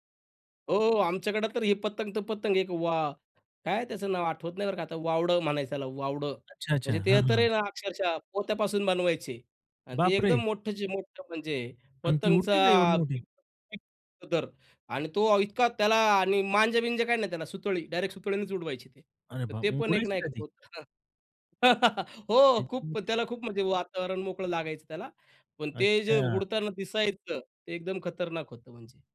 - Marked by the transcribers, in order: other background noise; surprised: "बापरे!"; surprised: "आणि ती उडते का एवढी मोठी?"; unintelligible speech; chuckle; unintelligible speech
- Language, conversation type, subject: Marathi, podcast, लहानपणीची कोणती परंपरा अजूनही तुम्हाला आठवते?